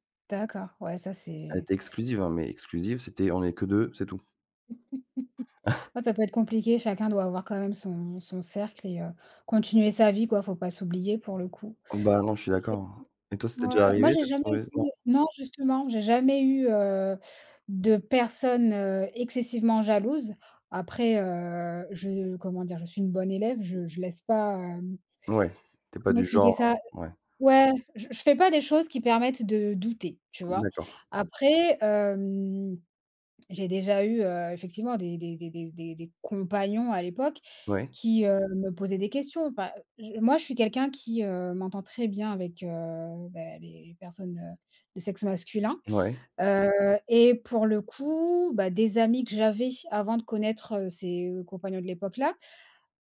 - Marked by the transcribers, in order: laugh; drawn out: "hem"
- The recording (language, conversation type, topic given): French, unstructured, Que penses-tu des relations où l’un des deux est trop jaloux ?
- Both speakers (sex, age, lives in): female, 30-34, France; male, 40-44, France